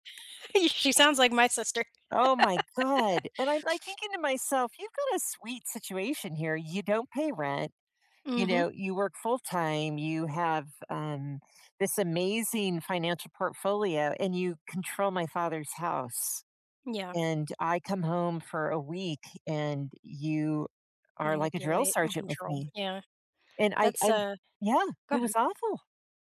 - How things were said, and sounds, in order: giggle; laugh
- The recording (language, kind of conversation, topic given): English, unstructured, Why do some people try to control how others express themselves?